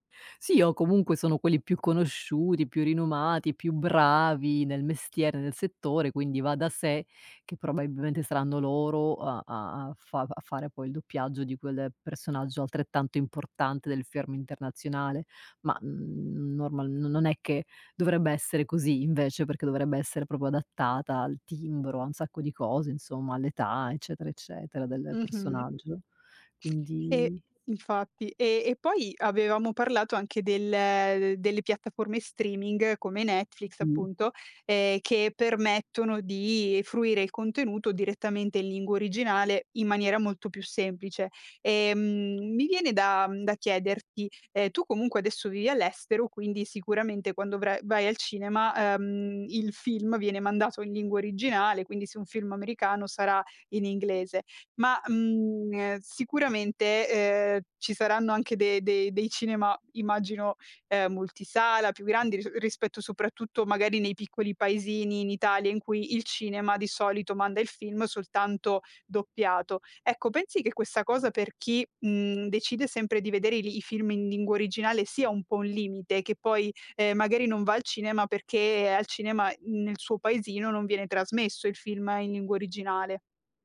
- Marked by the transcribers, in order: other background noise
- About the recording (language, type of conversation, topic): Italian, podcast, Cosa ne pensi delle produzioni internazionali doppiate o sottotitolate?